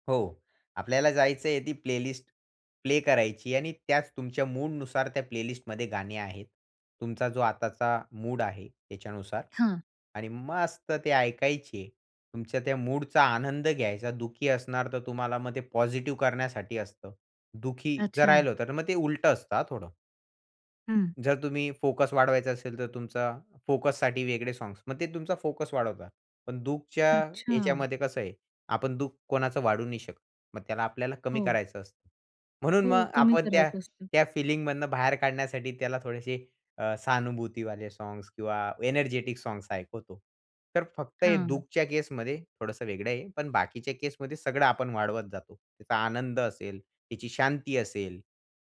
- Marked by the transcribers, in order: in English: "प्लेलिस्ट"; in English: "प्लेलिस्टमध्ये"; in English: "एनर्जेटिक सॉन्ग्स"
- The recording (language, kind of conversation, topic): Marathi, podcast, संगीत तुमचा मूड कसा बदलू शकते?